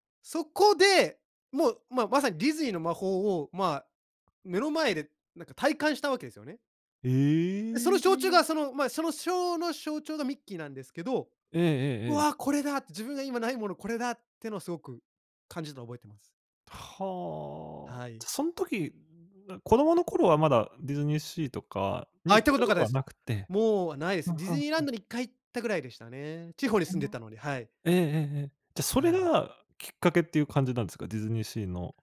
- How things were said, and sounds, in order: "象徴" said as "しょうちゅう"; other noise
- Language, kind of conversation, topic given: Japanese, podcast, 好きなキャラクターの魅力を教えてくれますか？